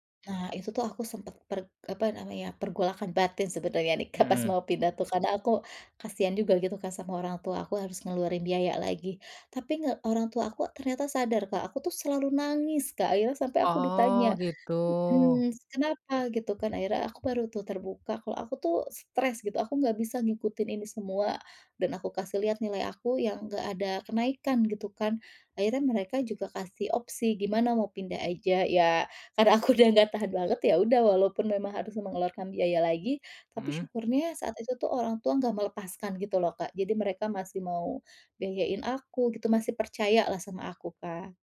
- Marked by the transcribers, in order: none
- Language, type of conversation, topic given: Indonesian, podcast, Pernahkah kamu mengalami momen kegagalan yang justru membuka peluang baru?